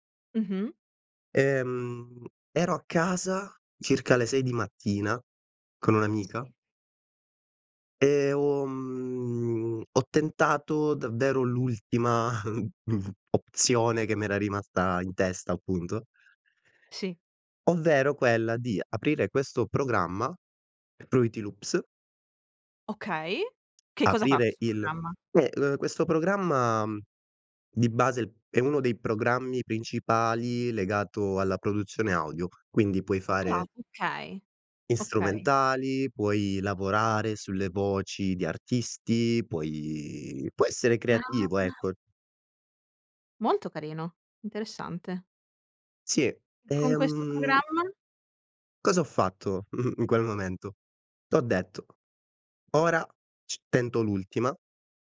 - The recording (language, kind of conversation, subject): Italian, podcast, Qual è la canzone che ti ha cambiato la vita?
- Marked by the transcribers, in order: drawn out: "mhmm"; chuckle; other background noise; "Fruity" said as "pruity"; surprised: "veramende?"; "Veramente" said as "veramende"; chuckle